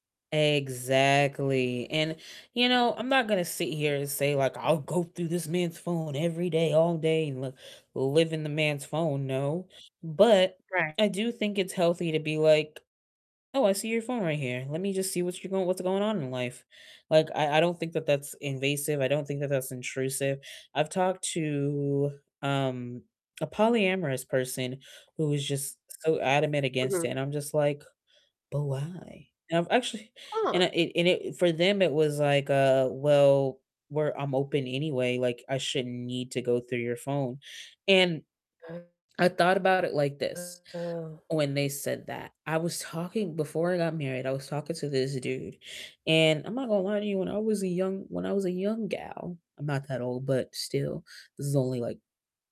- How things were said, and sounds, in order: other background noise; put-on voice: "I'll go through this man's phone every day, all day"; distorted speech
- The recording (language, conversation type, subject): English, unstructured, What do you think about sharing passwords in a relationship?